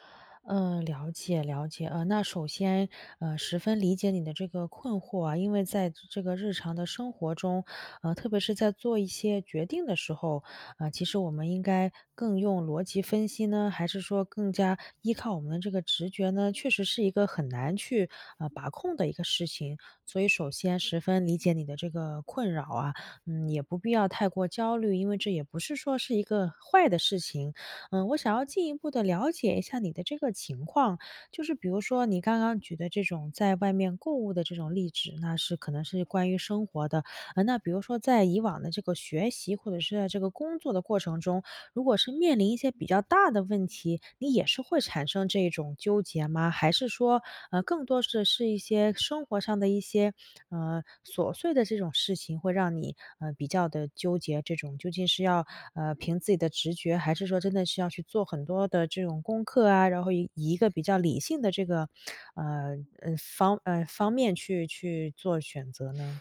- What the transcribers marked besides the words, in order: "子" said as "纸"; other background noise
- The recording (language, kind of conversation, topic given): Chinese, advice, 我该如何在重要决策中平衡理性与直觉？